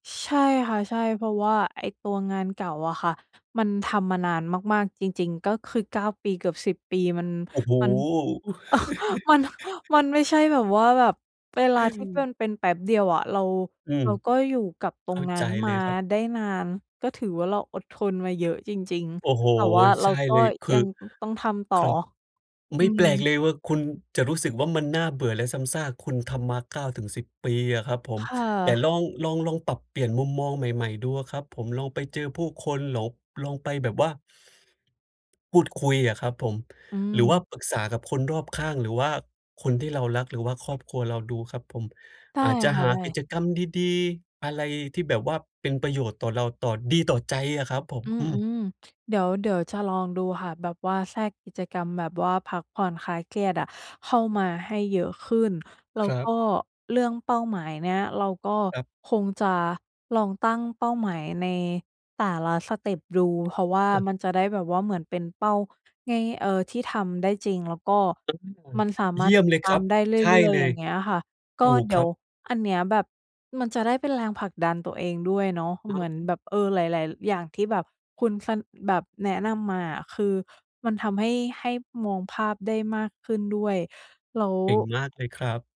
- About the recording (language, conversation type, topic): Thai, advice, จะรับมืออย่างไรเมื่อรู้สึกเหนื่อยกับความซ้ำซากแต่ยังต้องทำต่อ?
- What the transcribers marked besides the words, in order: laugh; laughing while speaking: "มัน"; giggle; other noise; other background noise